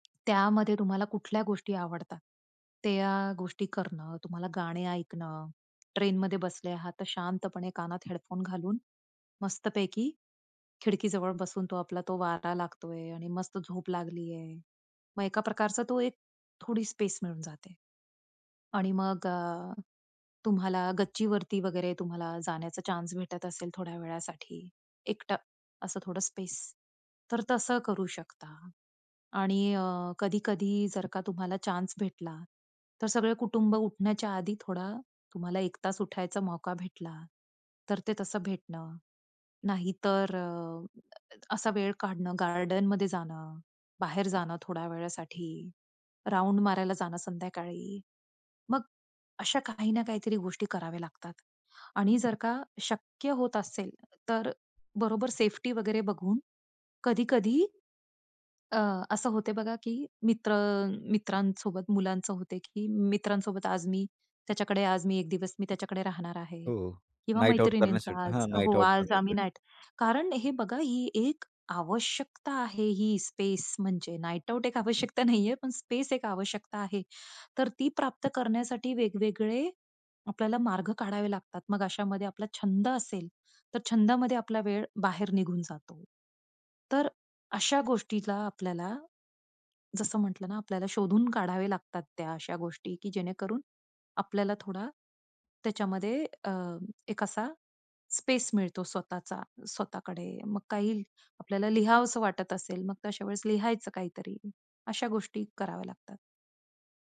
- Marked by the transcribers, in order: tapping; other background noise; in English: "स्पेस"; in English: "स्पेस"; in English: "स्पेस"; in English: "स्पेस"; in English: "स्पेस"
- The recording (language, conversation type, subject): Marathi, podcast, घरात वैयक्तिक अवकाश कसा राखता?